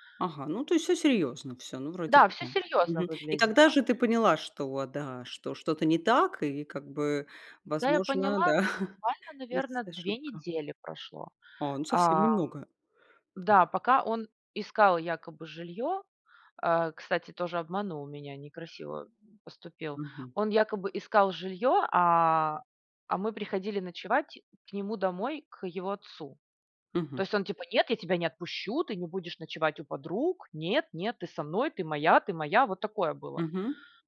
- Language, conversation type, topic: Russian, podcast, Какая ошибка дала тебе самый ценный урок?
- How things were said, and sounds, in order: chuckle